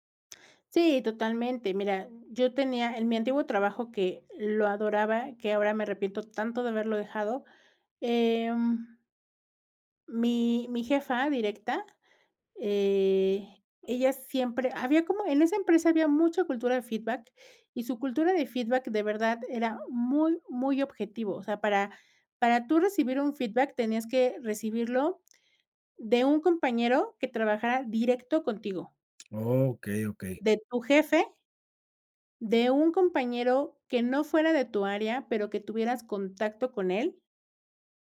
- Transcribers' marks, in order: none
- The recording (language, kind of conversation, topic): Spanish, podcast, ¿Cómo manejas las críticas sin ponerte a la defensiva?